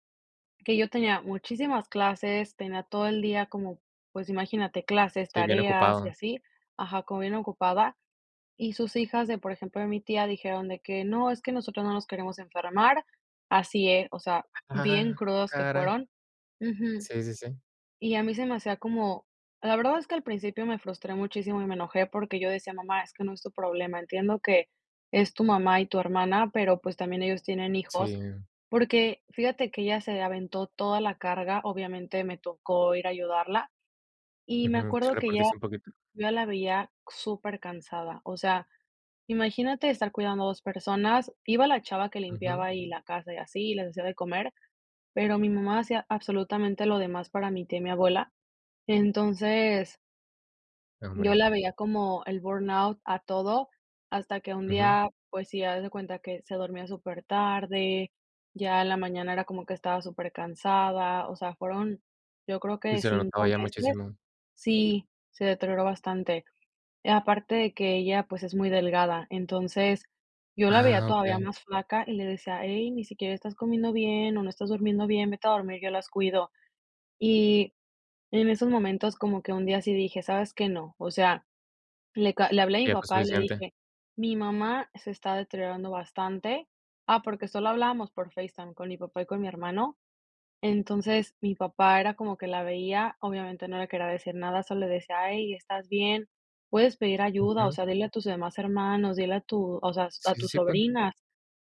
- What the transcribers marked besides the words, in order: other background noise; tapping; unintelligible speech
- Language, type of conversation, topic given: Spanish, podcast, ¿Cómo te transformó cuidar a alguien más?